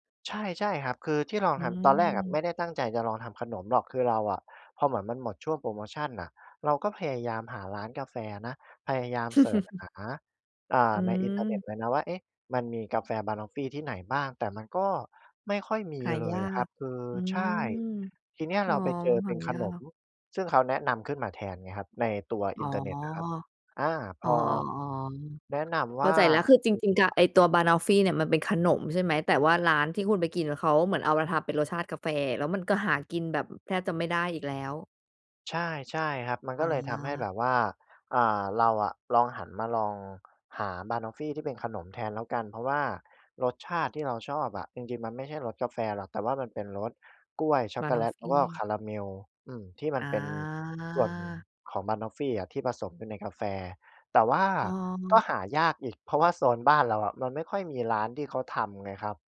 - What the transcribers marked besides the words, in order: chuckle; other background noise; other noise; tongue click; drawn out: "อา"
- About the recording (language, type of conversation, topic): Thai, podcast, งานอดิเรกอะไรที่ทำให้คุณมีความสุขที่สุด?